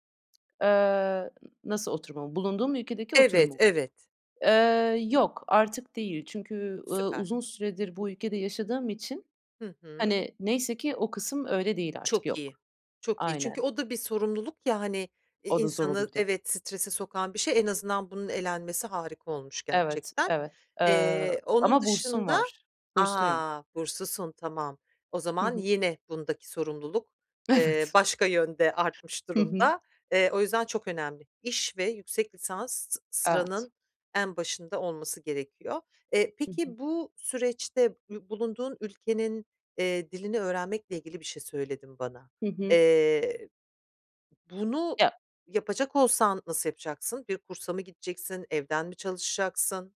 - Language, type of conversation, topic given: Turkish, advice, Bir karar verdikten sonra kendimi tamamen adamakta zorlanıyorsam ne yapabilirim?
- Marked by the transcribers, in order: tapping; laughing while speaking: "Evet"; other background noise